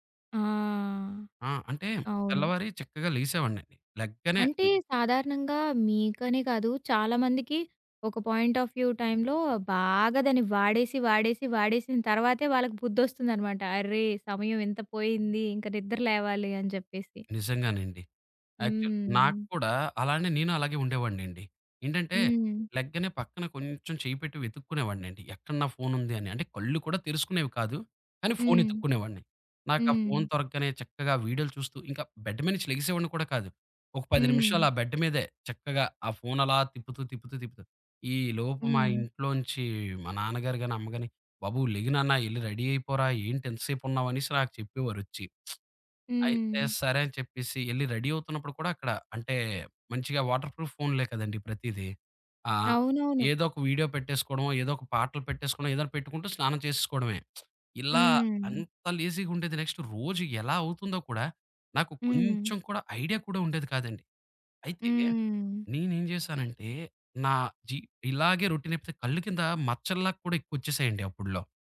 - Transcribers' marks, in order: in English: "పాయింట్ ఆఫ్ వ్యూ టైమ్‌లో"; in English: "బెడ్"; in English: "బెడ్"; in English: "రెడీ"; lip smack; in English: "రెడీ"; in English: "వాటర్‌ప్రూఫ్"; other background noise; in English: "నెక్స్ట్"; in English: "ఐడియా"
- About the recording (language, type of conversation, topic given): Telugu, podcast, స్మార్ట్‌ఫోన్‌లో మరియు సోషల్ మీడియాలో గడిపే సమయాన్ని నియంత్రించడానికి మీకు సరళమైన మార్గం ఏది?
- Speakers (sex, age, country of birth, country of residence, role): female, 20-24, India, India, host; male, 30-34, India, India, guest